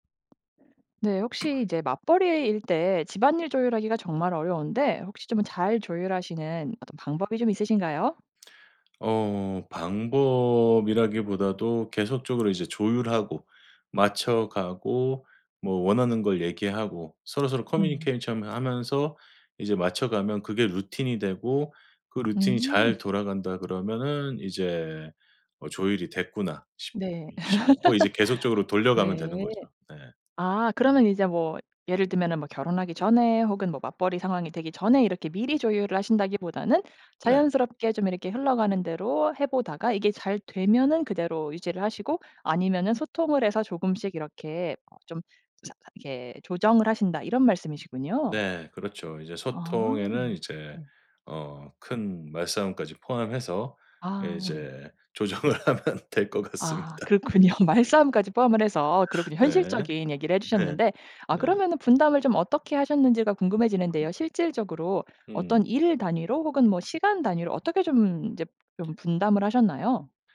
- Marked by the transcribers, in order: tapping; other noise; other background noise; in English: "커뮤니케이션하면서"; laugh; laughing while speaking: "조정을 하면 될 것 같습니다"; laugh
- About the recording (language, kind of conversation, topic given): Korean, podcast, 맞벌이 부부는 집안일을 어떻게 조율하나요?